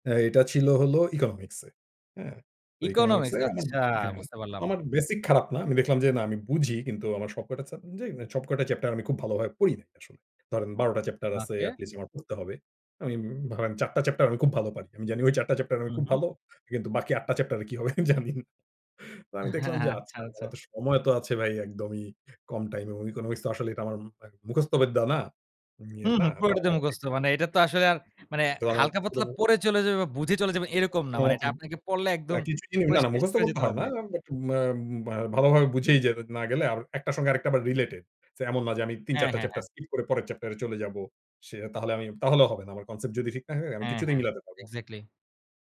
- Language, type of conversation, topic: Bengali, podcast, কাজ থেকে সত্যিই ‘অফ’ হতে তোমার কি কোনো নির্দিষ্ট রীতি আছে?
- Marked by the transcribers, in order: other background noise; laughing while speaking: "আট টা চ্যাপ্টার কি হবে জানি"; unintelligible speech; "পুরো" said as "পুড়া"; in English: "concept"